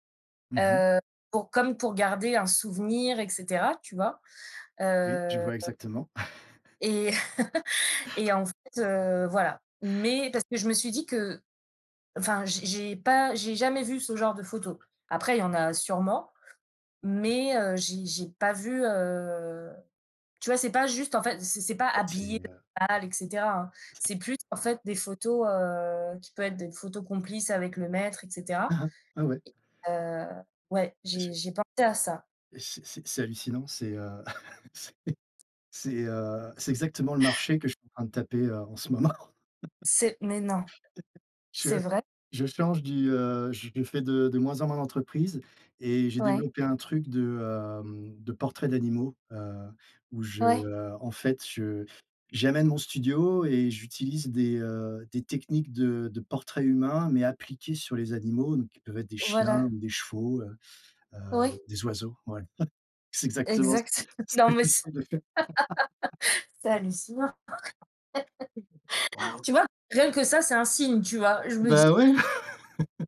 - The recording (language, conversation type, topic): French, unstructured, Quel métier te rendrait vraiment heureux, et pourquoi ?
- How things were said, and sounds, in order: chuckle; laugh; tapping; drawn out: "heu"; chuckle; laugh; gasp; surprised: "C'est mais non ! C'est vrai ?"; laughing while speaking: "moment"; laugh; laugh; laughing while speaking: "ce que ce que j'essaie de faire"; laugh; laugh